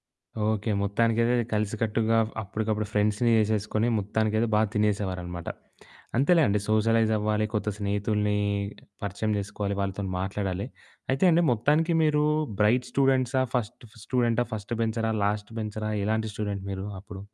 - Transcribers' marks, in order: in English: "ఫ్రెండ్స్‌ని"; in English: "సోషలైజ్"; in English: "బ్రైట్"; in English: "ఫస్ట్"; in English: "ఫస్ట్"; in English: "లాస్ట్"; in English: "స్టూడెంట్"
- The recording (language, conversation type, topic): Telugu, podcast, స్కూల్‌కు తొలిసారి వెళ్లిన రోజు ఎలా గుర్తుండింది?